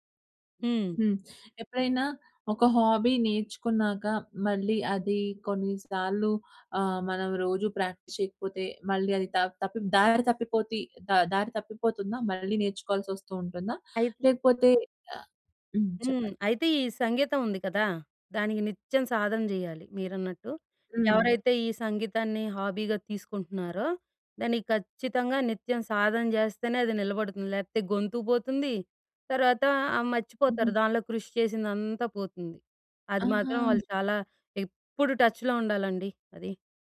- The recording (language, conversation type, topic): Telugu, podcast, పని, వ్యక్తిగత జీవితం రెండింటిని సమతుల్యం చేసుకుంటూ మీ హాబీకి సమయం ఎలా దొరకబెట్టుకుంటారు?
- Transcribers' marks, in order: in English: "హాబీ"; in English: "ప్రాక్టీస్"; in English: "హాబీగా"; in English: "టచ్‌లో"